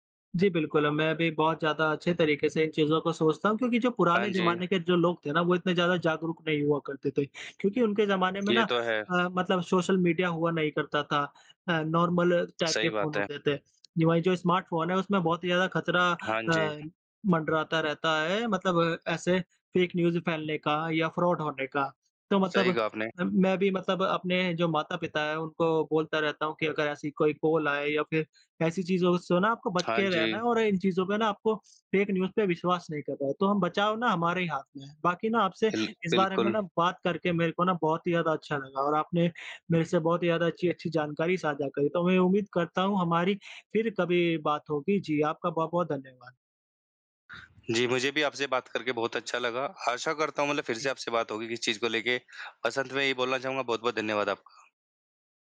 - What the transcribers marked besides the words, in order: in English: "नॉर्मल टाइप"; in English: "फ़ेक न्यूज़"; in English: "फ़्रॉड"; in English: "फ़ेक न्यूज़"
- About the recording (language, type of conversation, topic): Hindi, unstructured, क्या सोशल मीडिया झूठ और अफवाहें फैलाने में मदद कर रहा है?